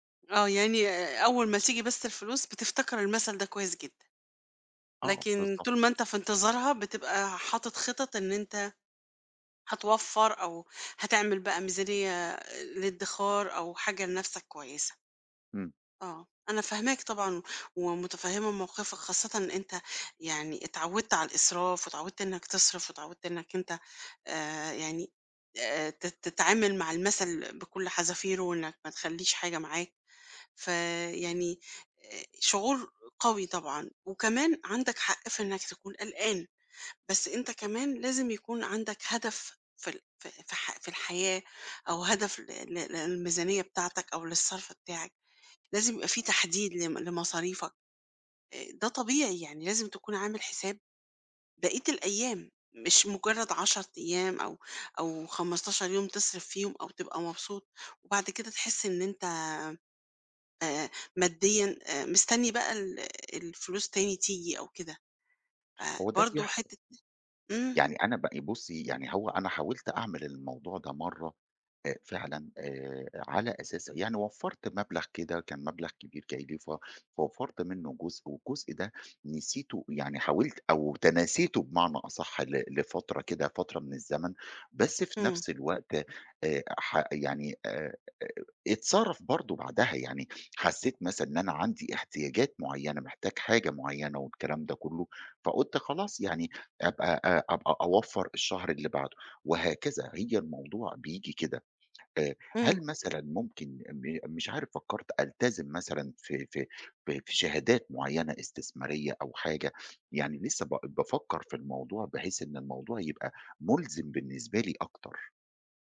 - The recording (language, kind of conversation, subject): Arabic, advice, إزاي أتعامل مع قلقي عشان بأجل الادخار للتقاعد؟
- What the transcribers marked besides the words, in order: none